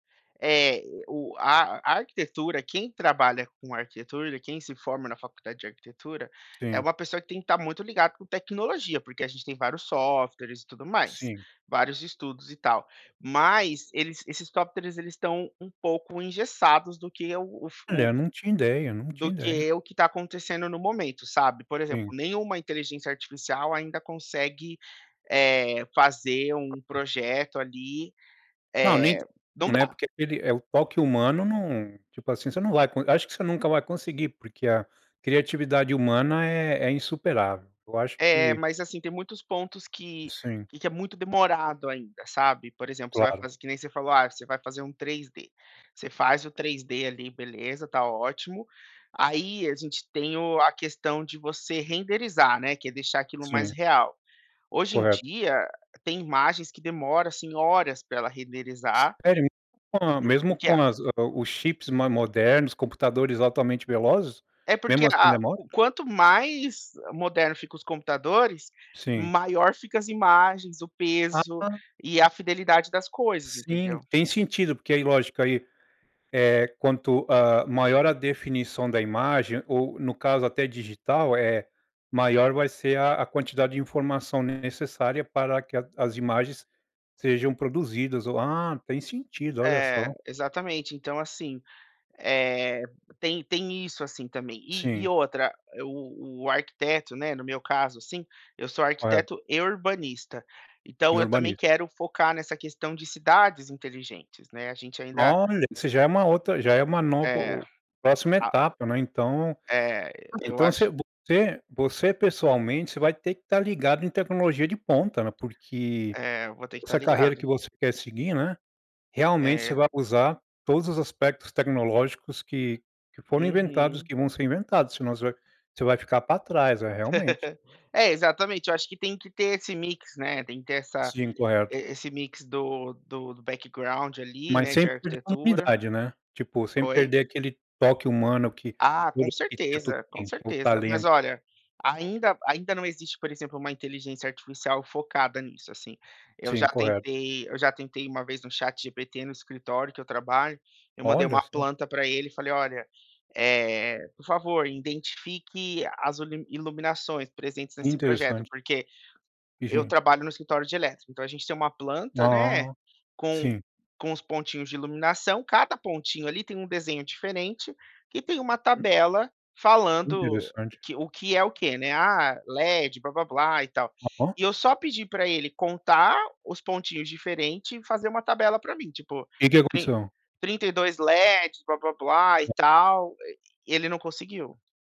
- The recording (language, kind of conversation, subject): Portuguese, podcast, Como a tecnologia mudou sua rotina diária?
- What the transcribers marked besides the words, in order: other background noise; unintelligible speech; unintelligible speech; laugh